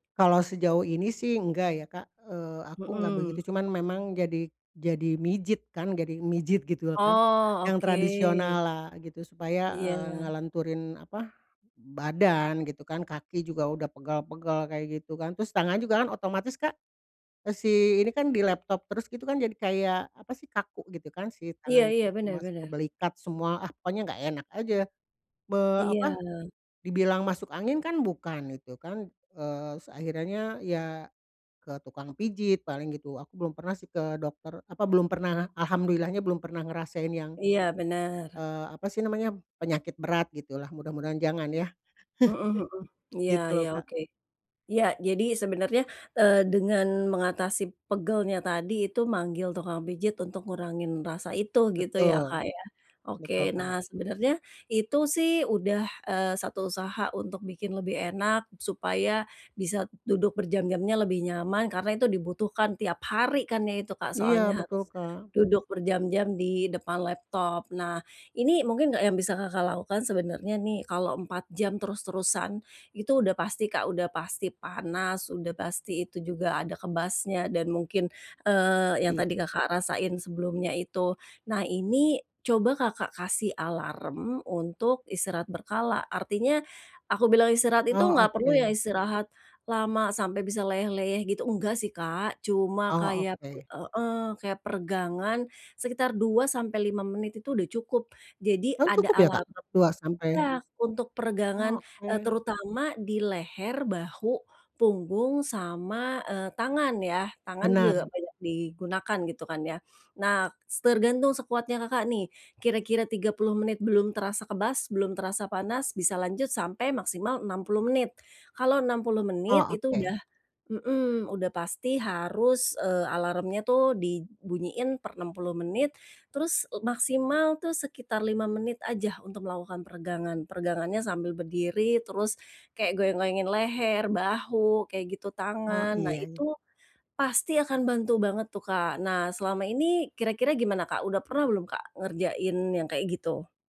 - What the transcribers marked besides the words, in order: tapping; chuckle; other background noise
- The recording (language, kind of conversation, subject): Indonesian, advice, Bagaimana cara mengurangi kebiasaan duduk berjam-jam di kantor atau di rumah?